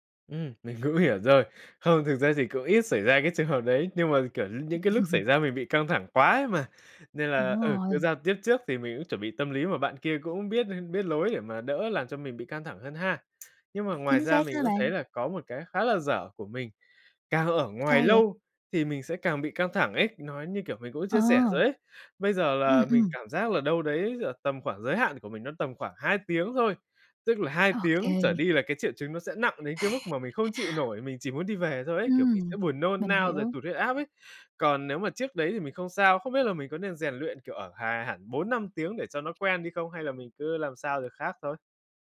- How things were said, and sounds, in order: laughing while speaking: "cũng"; chuckle; other background noise; tapping; chuckle
- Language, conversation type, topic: Vietnamese, advice, Bạn đã trải qua cơn hoảng loạn như thế nào?